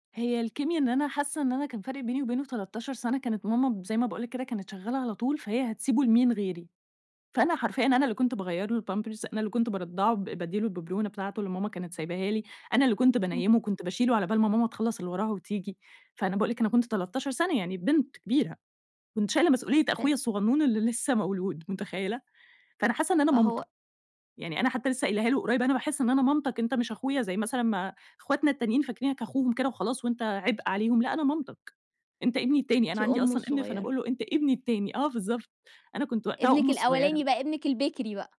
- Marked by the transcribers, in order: unintelligible speech
- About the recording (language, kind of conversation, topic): Arabic, podcast, كيف توازن بين الصراحة والاحترام في الكلام؟